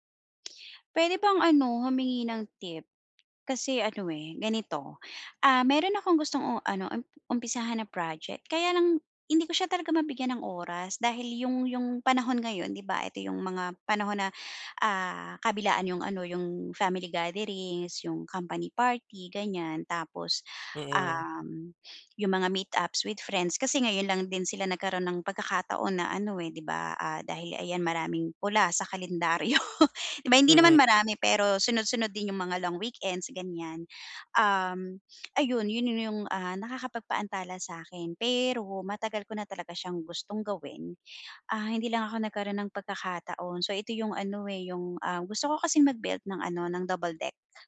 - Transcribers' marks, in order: tapping; laughing while speaking: "kalendaryo"
- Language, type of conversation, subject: Filipino, advice, Paano ako makakahanap ng oras para sa proyektong kinahihiligan ko?